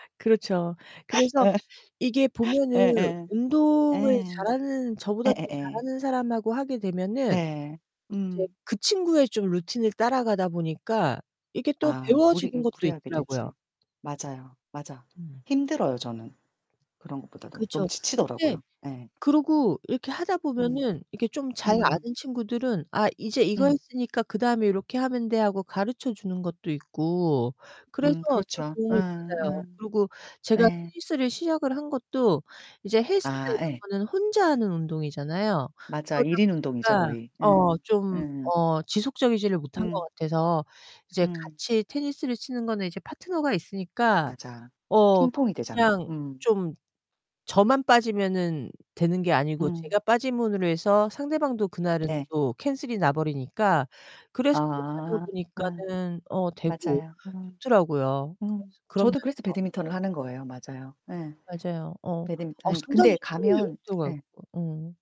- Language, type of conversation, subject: Korean, unstructured, 운동 친구가 있으면 어떤 점이 가장 좋나요?
- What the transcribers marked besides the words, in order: distorted speech; tapping; static; other background noise; unintelligible speech